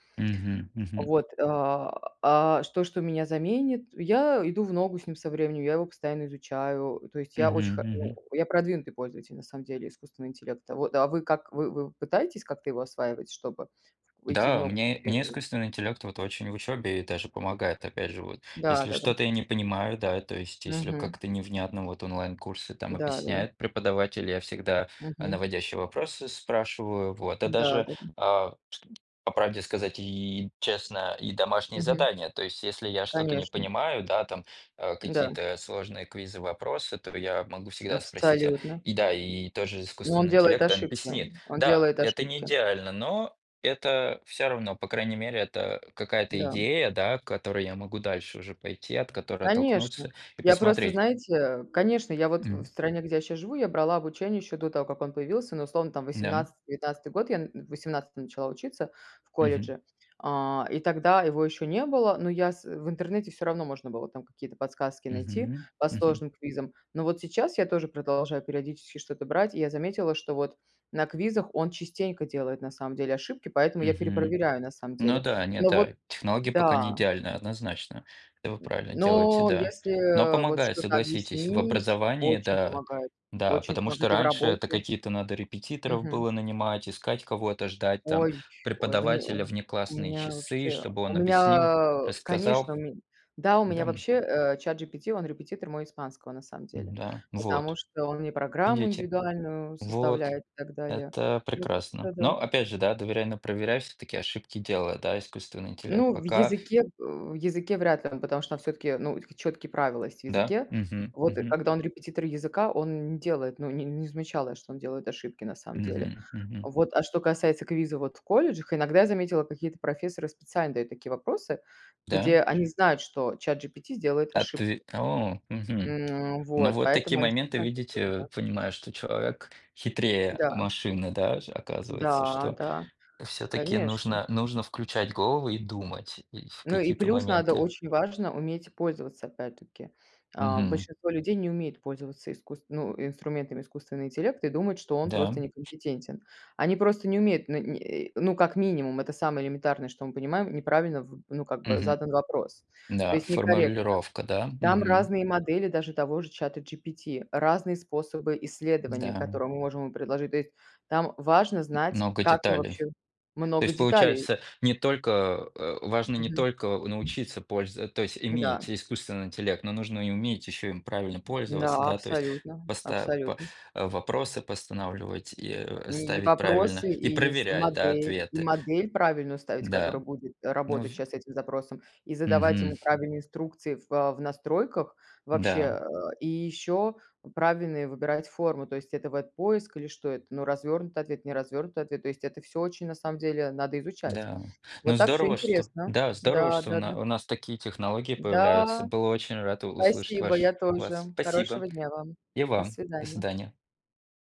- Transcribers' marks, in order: tapping; other background noise; unintelligible speech; other noise
- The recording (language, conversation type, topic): Russian, unstructured, Как ты думаешь, технологии помогают учиться лучше?